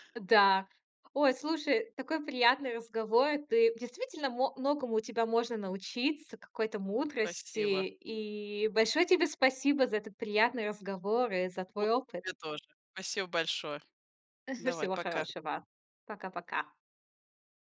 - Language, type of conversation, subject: Russian, podcast, Как ты выстраиваешь доверие в разговоре?
- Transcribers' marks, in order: tapping; chuckle